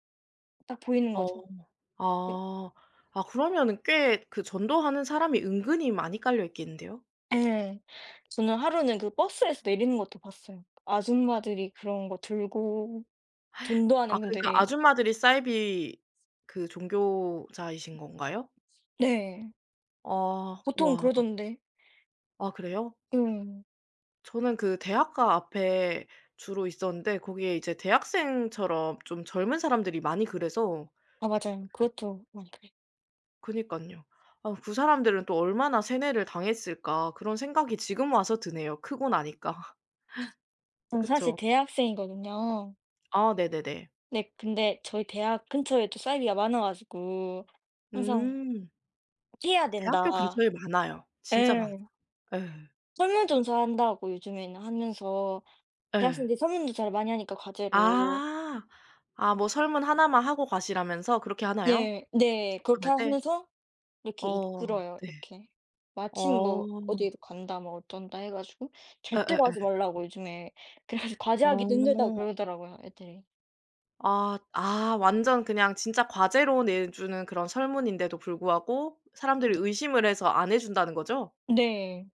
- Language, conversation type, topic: Korean, unstructured, 종교 때문에 가족이나 친구와 다툰 적이 있나요?
- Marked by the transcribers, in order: other background noise; tapping; gasp; laughing while speaking: "나니까"